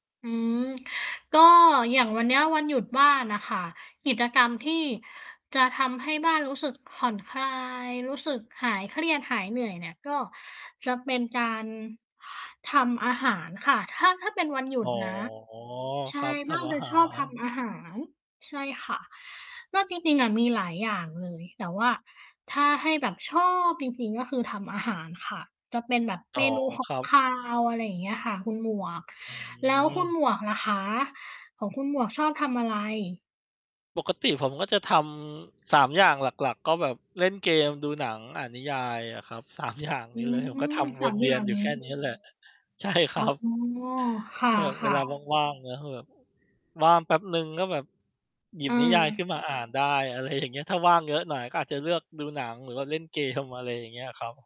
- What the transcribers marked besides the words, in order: tapping; background speech; stressed: "ชอบ"; laughing while speaking: "สาม อย่าง"; other background noise; laughing while speaking: "ใช่ครับ"; laughing while speaking: "อะไรอย่าง"; laughing while speaking: "เกม"
- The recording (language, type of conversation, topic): Thai, unstructured, กิจกรรมอะไรช่วยให้คุณผ่อนคลายได้ดีที่สุด?